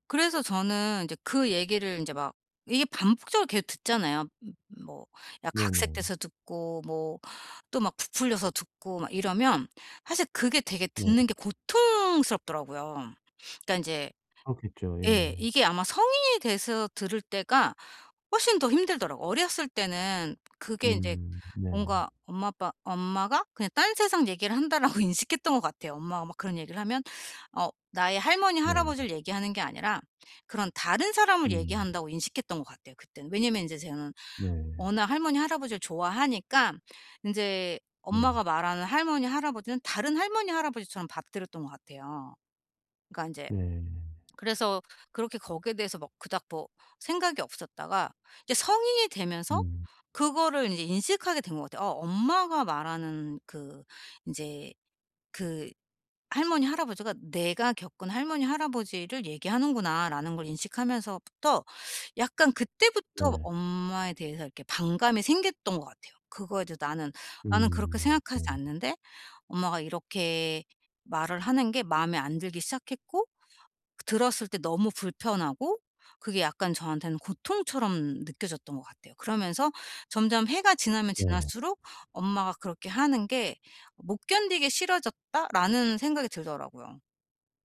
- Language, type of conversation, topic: Korean, advice, 가족 간에 같은 의사소통 문제가 왜 계속 반복될까요?
- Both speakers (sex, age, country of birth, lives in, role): female, 45-49, South Korea, Portugal, user; male, 45-49, South Korea, South Korea, advisor
- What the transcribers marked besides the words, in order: tapping; laughing while speaking: "한다.'라고 인식했던"; "저는" said as "제는"; "받아" said as "받"; lip smack